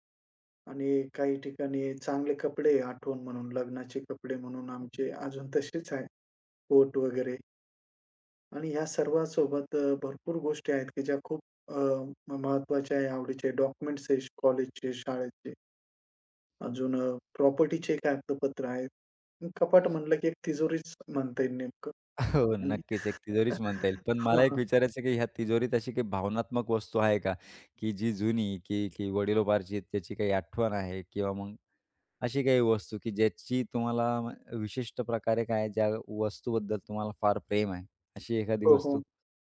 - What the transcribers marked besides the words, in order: other background noise; chuckle
- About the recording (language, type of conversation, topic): Marathi, podcast, तुमच्या कपाटात सर्वात महत्त्वाच्या वस्तू कोणत्या आहेत?